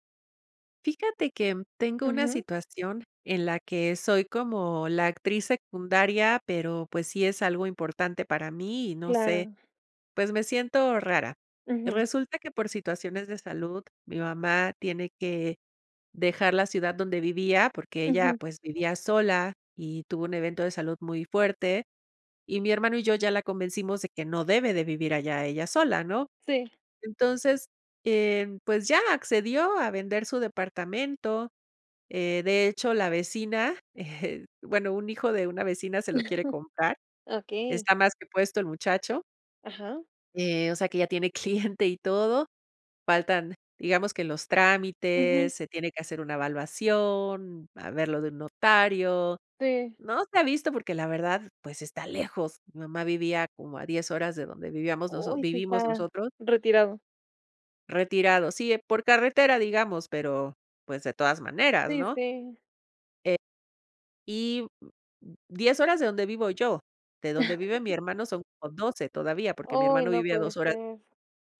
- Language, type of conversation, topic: Spanish, advice, ¿Cómo te sientes al dejar tu casa y tus recuerdos atrás?
- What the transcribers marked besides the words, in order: laughing while speaking: "eh"; chuckle; laughing while speaking: "cliente"; other noise; chuckle